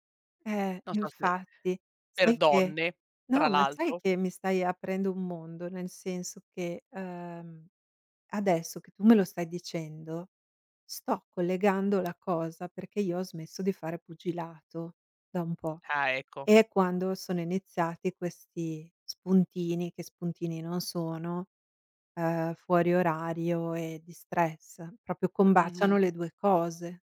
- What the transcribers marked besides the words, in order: other background noise; tapping; "proprio" said as "propio"
- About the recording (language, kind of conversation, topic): Italian, advice, Come posso smettere di mangiare per noia o stress e interrompere questo ciclo?